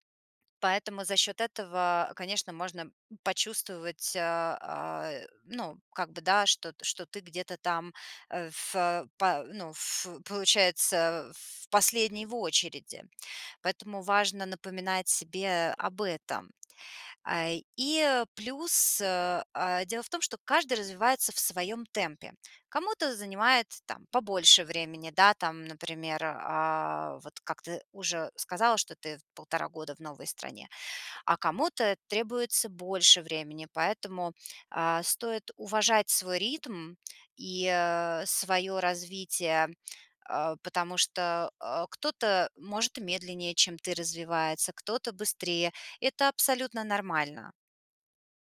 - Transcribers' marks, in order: none
- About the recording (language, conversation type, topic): Russian, advice, Как справиться с чувством фальши в соцсетях из-за постоянного сравнения с другими?